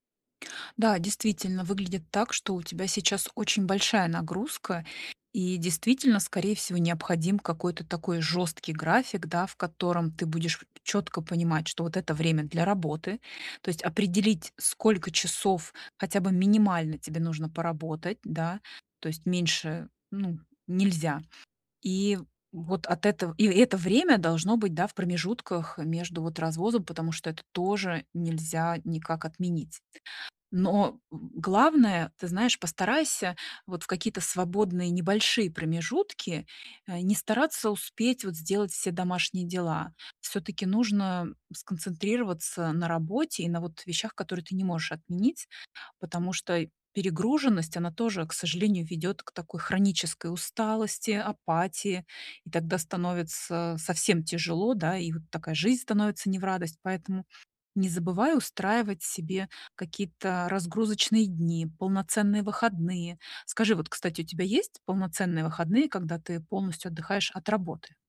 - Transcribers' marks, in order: none
- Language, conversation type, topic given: Russian, advice, Как мне вернуть устойчивый рабочий ритм и выстроить личные границы?